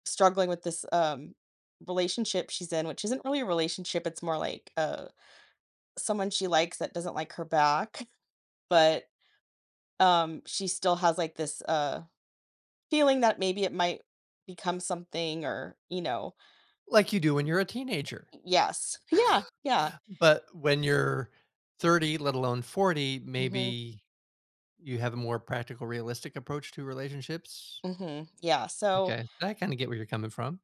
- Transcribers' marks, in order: chuckle; chuckle
- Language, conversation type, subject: English, advice, How can I set boundaries and distance myself from a toxic friend while protecting my well-being?
- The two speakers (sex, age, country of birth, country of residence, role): female, 40-44, United States, United States, user; male, 55-59, United States, United States, advisor